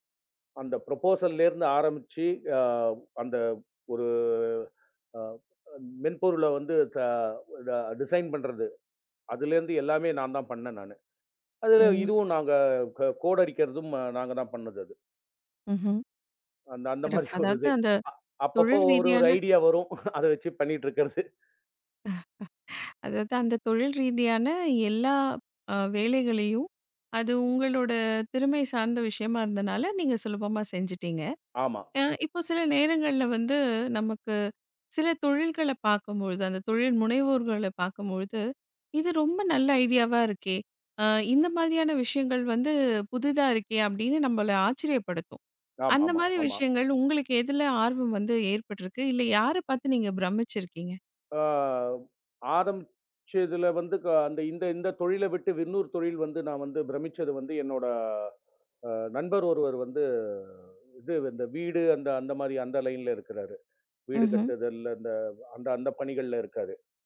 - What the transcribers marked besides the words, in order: in English: "ப்ரோபோசல்ல"; drawn out: "ஒரு"; in English: "டிசைன்"; in English: "கோட்"; laughing while speaking: "அந் அந்த மாதிரி ஒரு இது … வச்சு பண்ணிட்டு இருக்குறது"; laugh; in English: "ஐடியாவா"; drawn out: "அ"; drawn out: "என்னோட"
- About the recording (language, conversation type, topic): Tamil, podcast, ஒரு யோசனை தோன்றியவுடன் அதை பிடித்து வைத்துக்கொள்ள நீங்கள் என்ன செய்கிறீர்கள்?